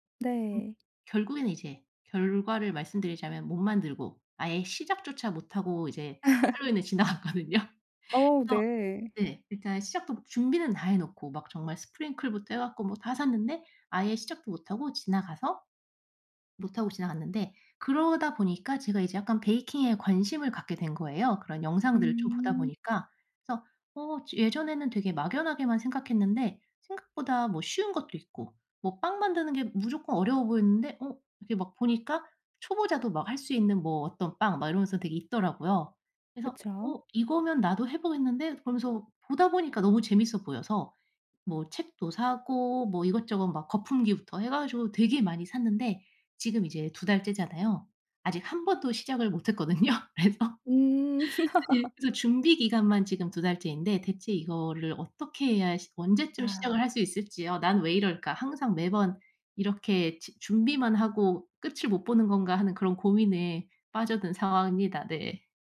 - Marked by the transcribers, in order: other background noise; laugh; laughing while speaking: "지나갔거든요"; in English: "sprinkle부터"; laughing while speaking: "못 했거든요. 그래서"; laugh
- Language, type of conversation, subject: Korean, advice, 왜 일을 시작하는 것을 계속 미루고 회피하게 될까요, 어떻게 도움을 받을 수 있을까요?